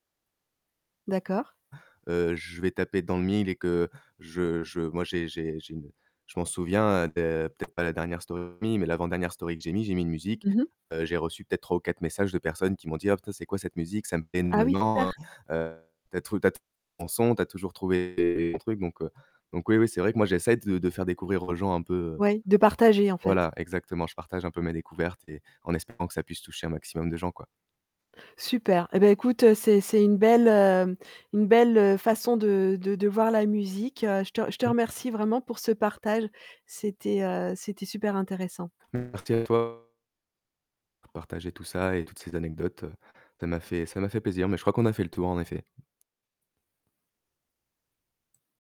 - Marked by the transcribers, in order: static; distorted speech; tapping
- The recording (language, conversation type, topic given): French, podcast, Qu’est-ce qui te pousse à explorer un nouveau style musical ?